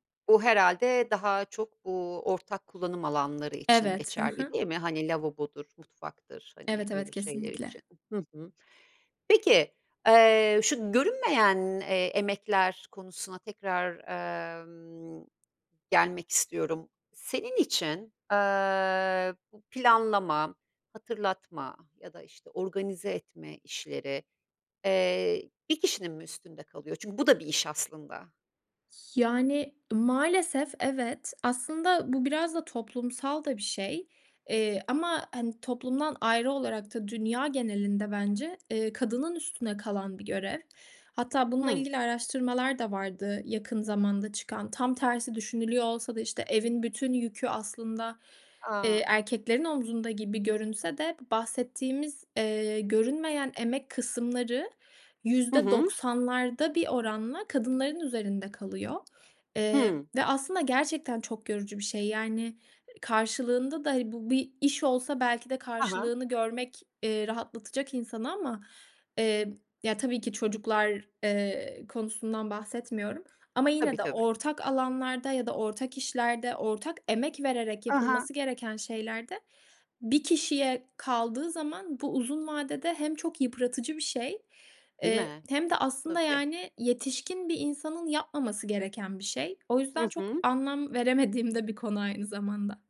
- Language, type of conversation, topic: Turkish, podcast, Ev işleri paylaşımında adaleti nasıl sağlarsınız?
- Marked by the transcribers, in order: tapping